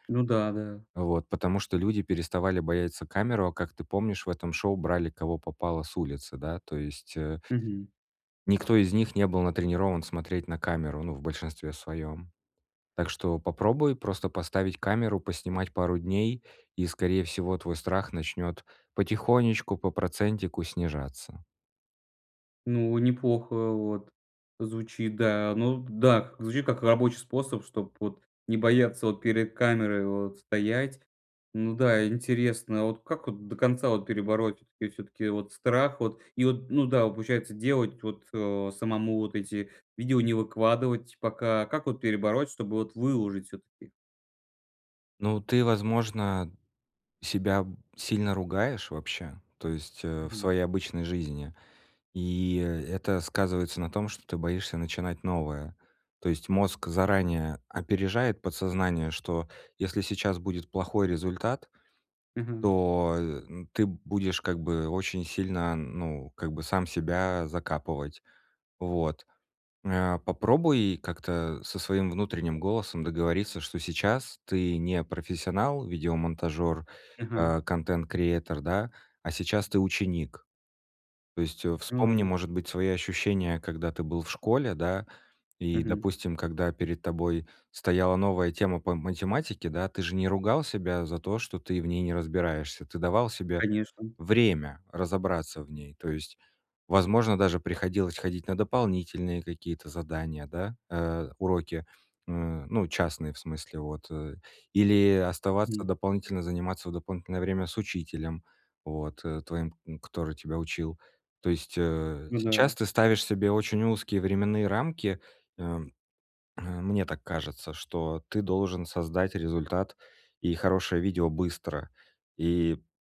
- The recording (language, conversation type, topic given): Russian, advice, Как перестать бояться провала и начать больше рисковать?
- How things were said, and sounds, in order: in English: "content creater"